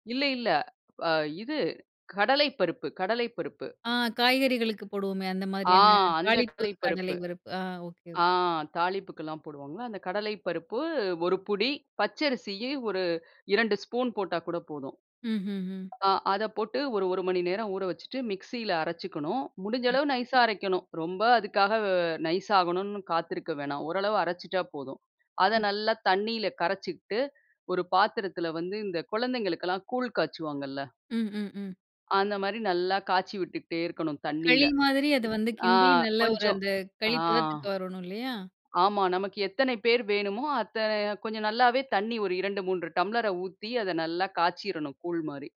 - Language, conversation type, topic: Tamil, podcast, பண்டிகை இனிப்புகளை வீட்டிலேயே எப்படி சமைக்கிறாய்?
- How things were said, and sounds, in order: other background noise